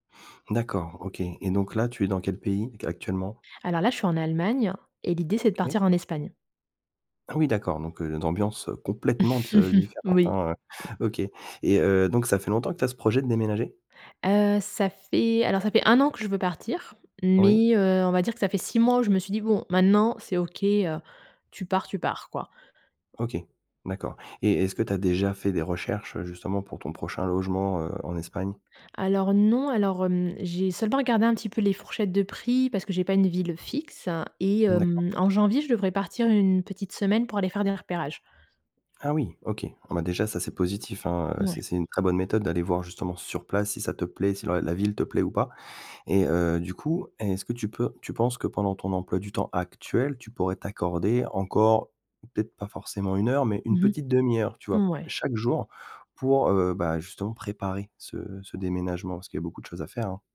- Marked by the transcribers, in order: chuckle; stressed: "sur"; stressed: "actuel"
- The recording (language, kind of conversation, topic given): French, advice, Comment puis-je prioriser mes tâches quand tout semble urgent ?